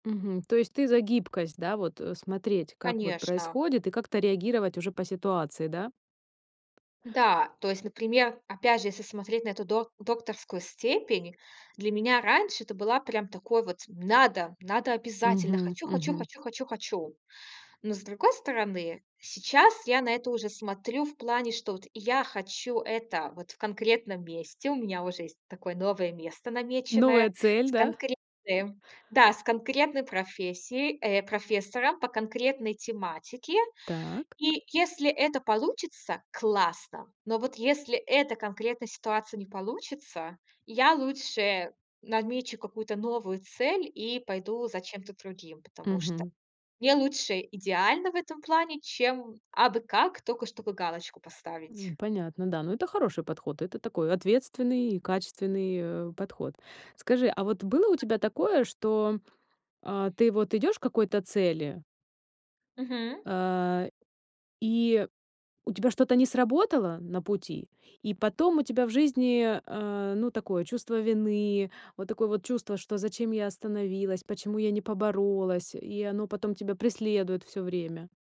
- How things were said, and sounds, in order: tapping; chuckle; other noise; other background noise
- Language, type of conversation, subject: Russian, podcast, Как понять, что ты достиг цели, а не просто занят?